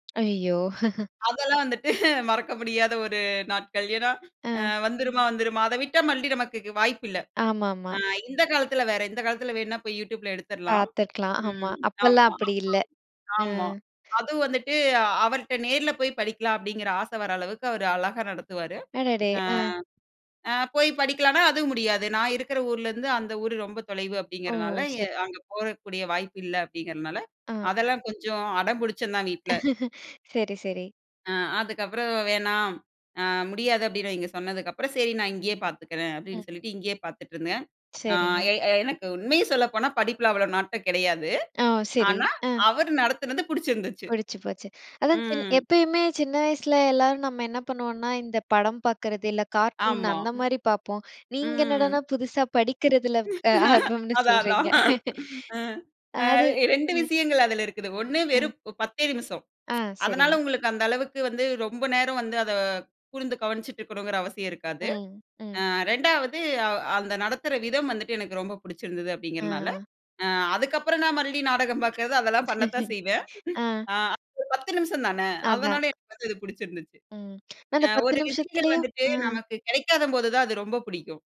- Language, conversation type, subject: Tamil, podcast, உங்கள் நெஞ்சத்தில் நிற்கும் ஒரு பழைய தொலைக்காட்சி நிகழ்ச்சியை விவரிக்க முடியுமா?
- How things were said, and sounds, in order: chuckle; laughing while speaking: "வந்துட்டு"; background speech; other background noise; other noise; laugh; laugh; laugh; laugh